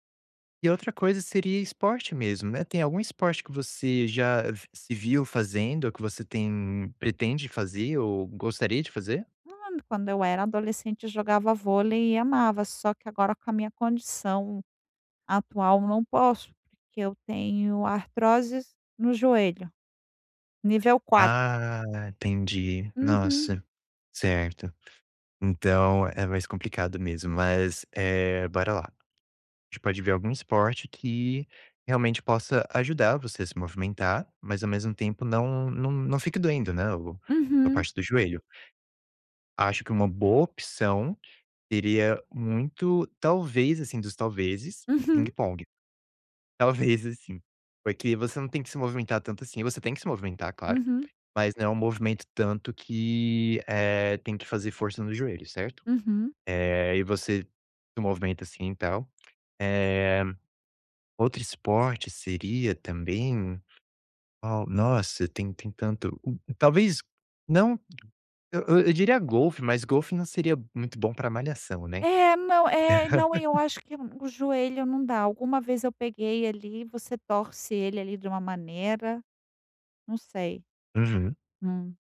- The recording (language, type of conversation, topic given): Portuguese, advice, Como posso variar minha rotina de treino quando estou entediado(a) com ela?
- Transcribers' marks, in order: other noise; laugh